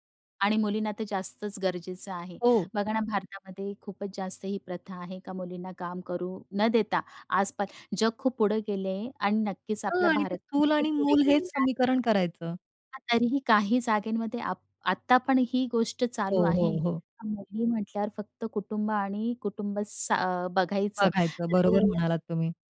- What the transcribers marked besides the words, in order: other noise
- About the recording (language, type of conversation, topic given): Marathi, podcast, कुटुंब आणि करिअर यांच्यात कसा समतोल साधता?